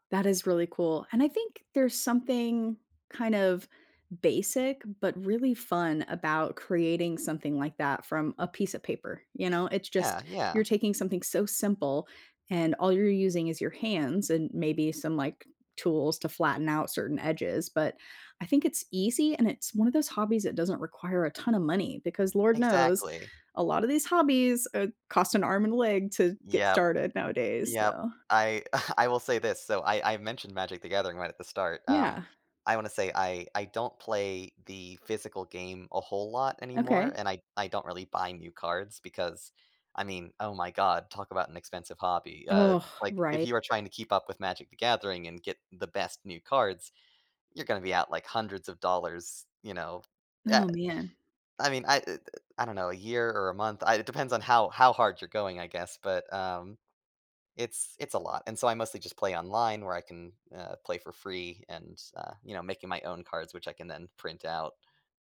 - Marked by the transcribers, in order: chuckle
- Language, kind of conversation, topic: English, unstructured, How do I explain a quirky hobby to someone who doesn't understand?